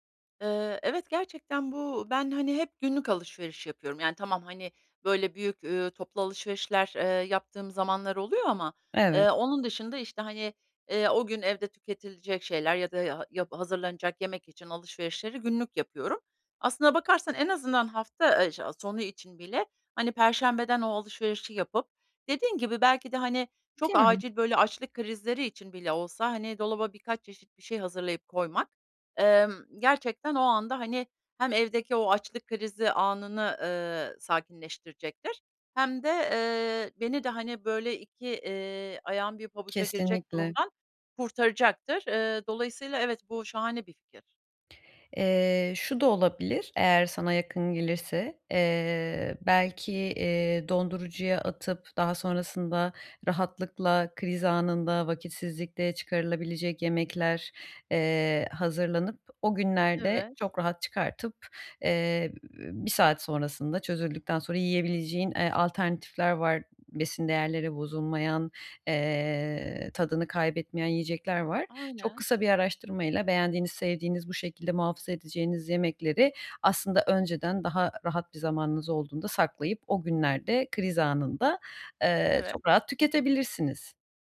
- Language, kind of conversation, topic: Turkish, advice, Hafta sonları sosyal etkinliklerle dinlenme ve kişisel zamanımı nasıl daha iyi dengelerim?
- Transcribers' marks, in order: other background noise; other noise